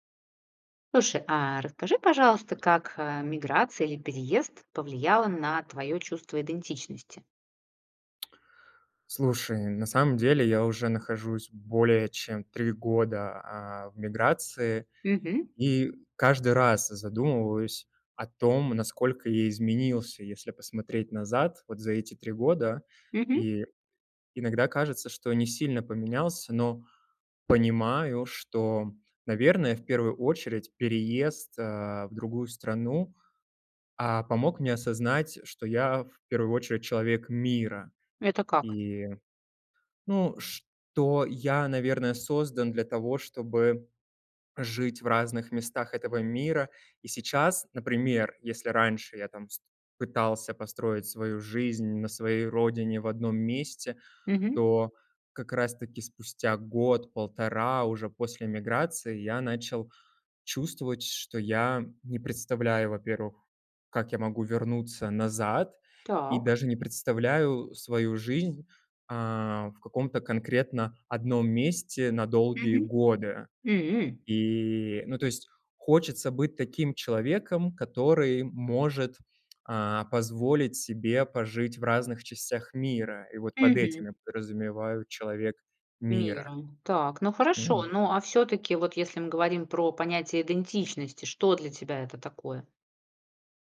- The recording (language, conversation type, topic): Russian, podcast, Как миграция или переезд повлияли на ваше чувство идентичности?
- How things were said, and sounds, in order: lip smack